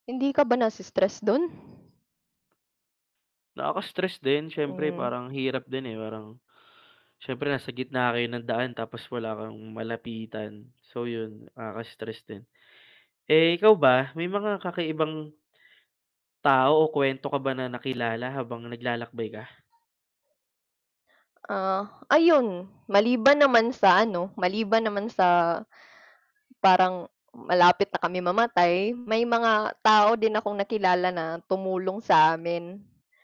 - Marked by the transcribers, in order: bird; static; mechanical hum; other background noise
- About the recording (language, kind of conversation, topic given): Filipino, unstructured, Ano ang pinaka-nakakatuwang karanasan mo sa paglalakbay?